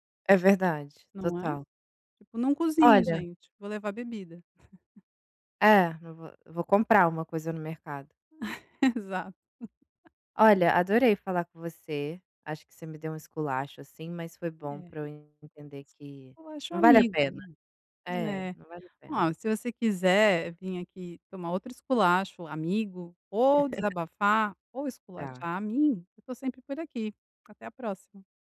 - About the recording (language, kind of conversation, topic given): Portuguese, advice, Como posso lidar com a ansiedade em festas e encontros?
- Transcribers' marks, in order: tapping; chuckle; chuckle; laugh